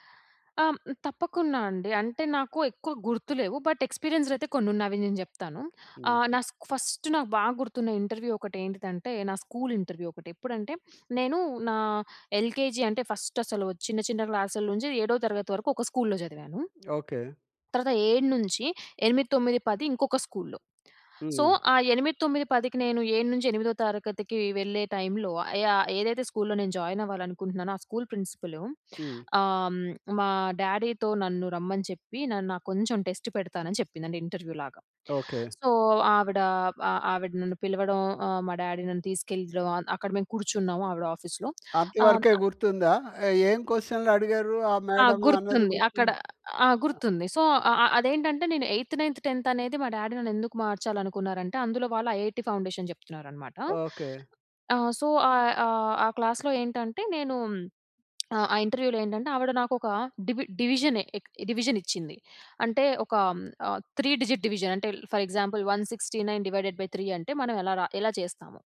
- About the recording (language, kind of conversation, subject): Telugu, podcast, ఇంటర్వ్యూకి ముందు మీరు ఎలా సిద్ధమవుతారు?
- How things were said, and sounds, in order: in English: "బట్"; in English: "ఫస్ట్"; in English: "ఇంటర్వ్యూ"; in English: "ఎల్‍కేజీ"; in English: "ఫస్ట్"; tapping; in English: "సో"; in English: "జాయిన్"; in English: "డాడీతో"; in English: "టెస్ట్"; in English: "ఇంటర్వ్యూ"; in English: "సో"; in English: "డాడీ"; in English: "ఆఫీస్‌లో"; in English: "సో"; in English: "డాడి"; in English: "ఐఐటీ ఫౌండేషన్"; in English: "సో"; in English: "ఇంటర్వ్యూలో"; in English: "డివిజన్"; in English: "త్రీ డిజిట్ డివిజన్"; in English: "ఫర్ ఎగ్జాంపుల్, వన్ సిక్స్టీ నైన్ డివైడెడ్ బై త్రీ"